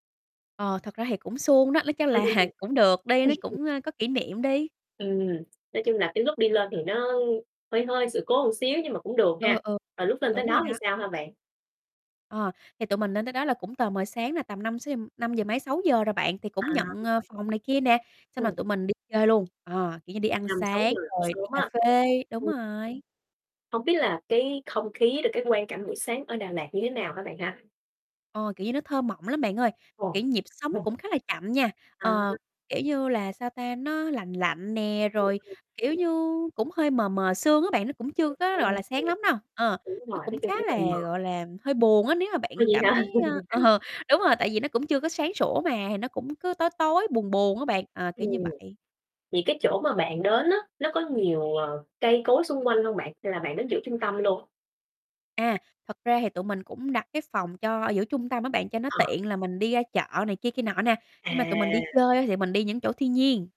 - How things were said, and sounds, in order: laughing while speaking: "là"; distorted speech; chuckle; other background noise; tapping; unintelligible speech; static; chuckle; unintelligible speech; laughing while speaking: "ờ"; laugh
- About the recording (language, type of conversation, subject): Vietnamese, podcast, Bạn có thể kể về một trải nghiệm gần gũi với thiên nhiên không?